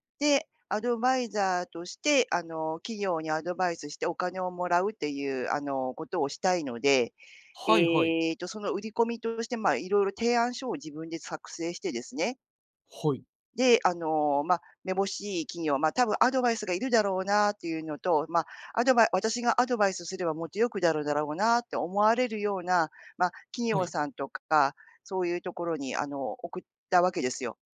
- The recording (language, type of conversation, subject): Japanese, advice, 小さな失敗で目標を諦めそうになるとき、どうすれば続けられますか？
- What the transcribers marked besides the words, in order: none